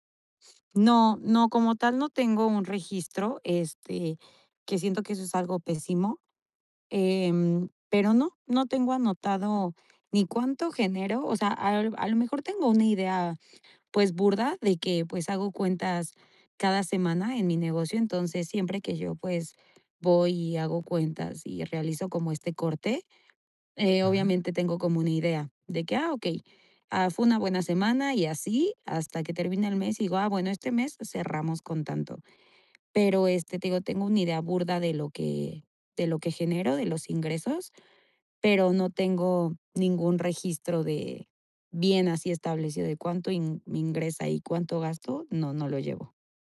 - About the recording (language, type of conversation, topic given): Spanish, advice, ¿Cómo evito que mis gastos aumenten cuando gano más dinero?
- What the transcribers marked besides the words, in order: none